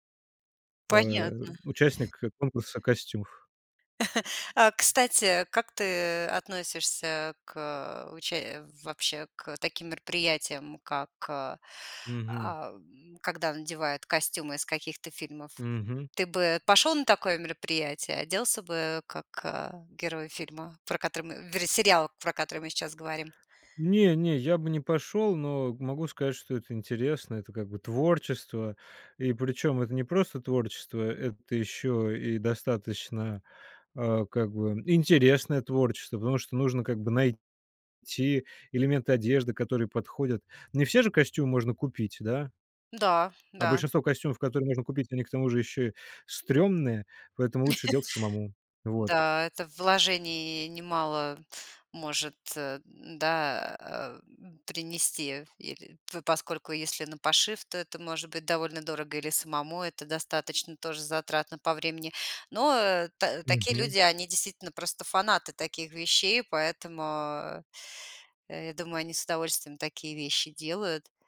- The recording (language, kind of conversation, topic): Russian, podcast, Какой фильм или сериал изменил твоё чувство стиля?
- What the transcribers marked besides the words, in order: chuckle; chuckle; tapping; chuckle